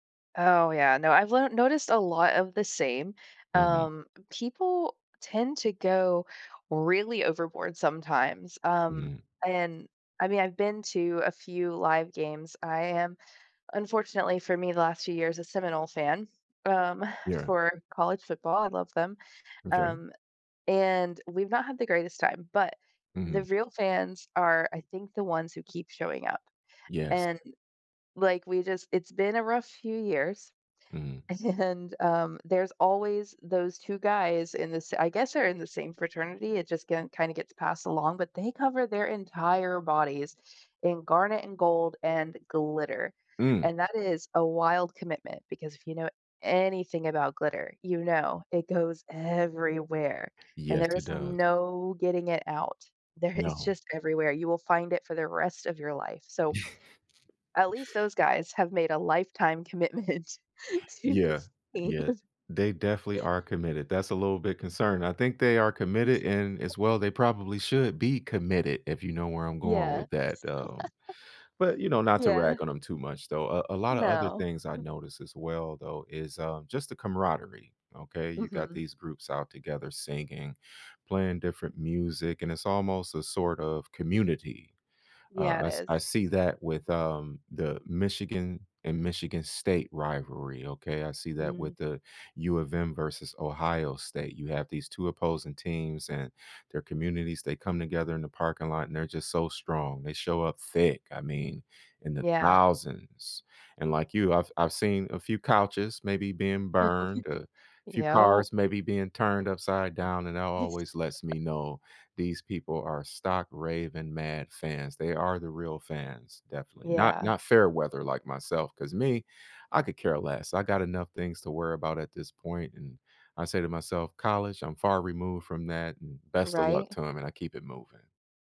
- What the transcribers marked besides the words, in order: laughing while speaking: "and"; stressed: "entire"; stressed: "anything"; stressed: "everywhere"; other background noise; stressed: "no"; laughing while speaking: "There"; chuckle; laughing while speaking: "commitment to this team"; laugh; laugh; stressed: "committed"; laugh; other noise; tapping; stressed: "thick"; unintelligible speech; chuckle
- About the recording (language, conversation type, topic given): English, unstructured, Which small game-day habits should I look for to spot real fans?